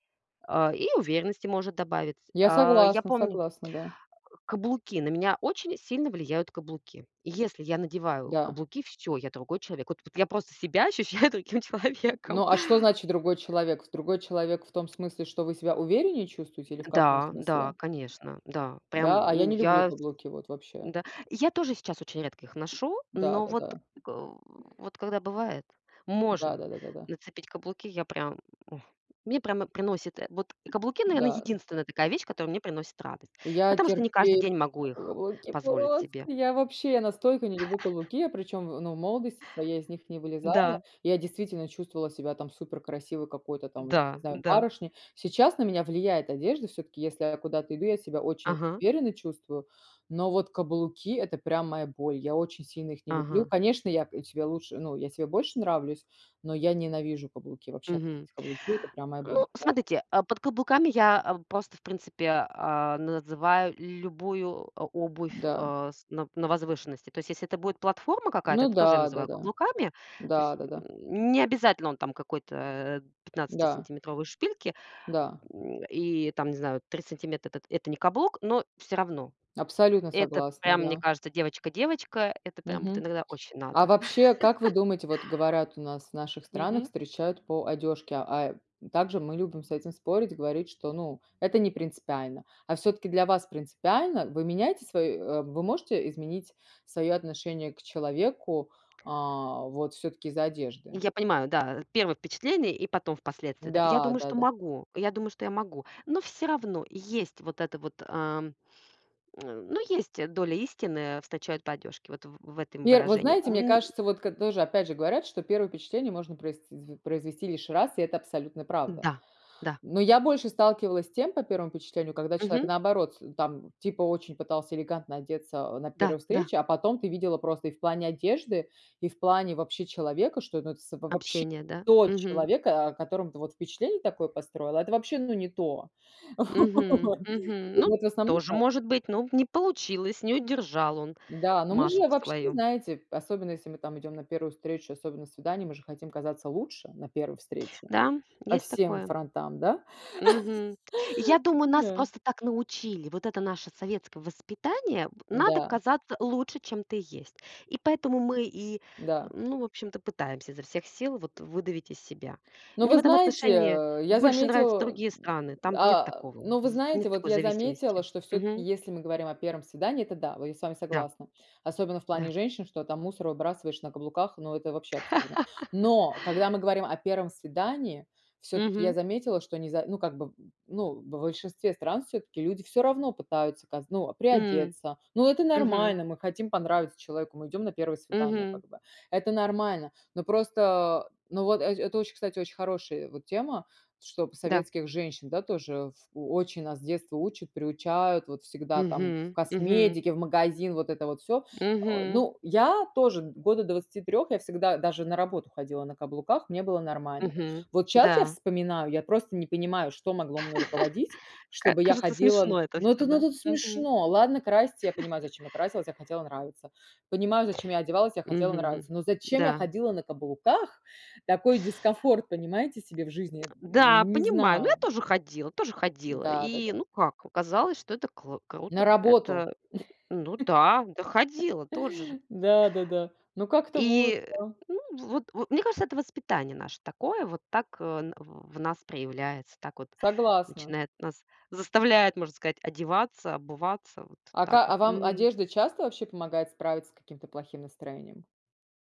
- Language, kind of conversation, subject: Russian, unstructured, Как одежда влияет на твое настроение?
- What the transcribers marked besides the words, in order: laughing while speaking: "ощущаю другим человеком!"; tapping; other background noise; stressed: "просто!"; chuckle; laugh; unintelligible speech; laughing while speaking: "Вот"; chuckle; laughing while speaking: "Да"; grunt; laugh; chuckle; chuckle; surprised: "Но зачем я ходила на каблуках?"; laugh